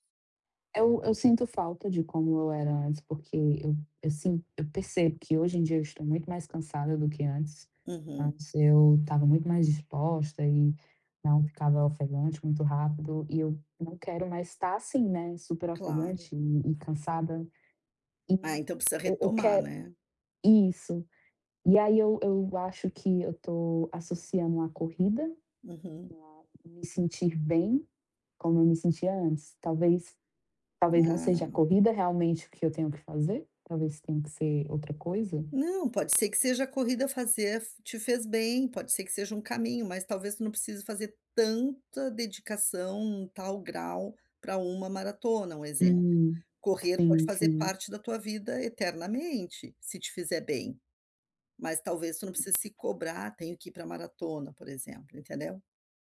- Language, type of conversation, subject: Portuguese, advice, Como posso identificar e mudar hábitos que me deixam desmotivado usando motivação e reforço positivo?
- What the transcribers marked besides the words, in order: other background noise